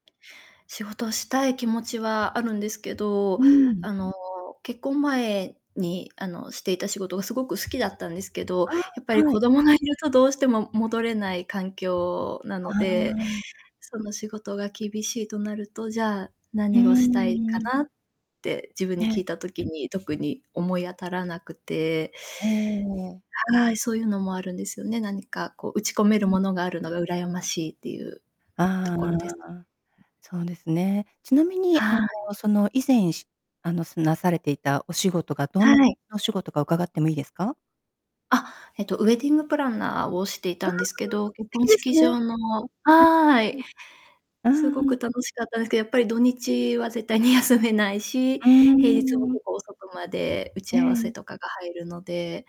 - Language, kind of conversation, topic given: Japanese, advice, 他人と比べて、自分の人生の意義に疑問を感じるのはなぜですか？
- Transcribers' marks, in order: distorted speech; laughing while speaking: "絶対に休めないし"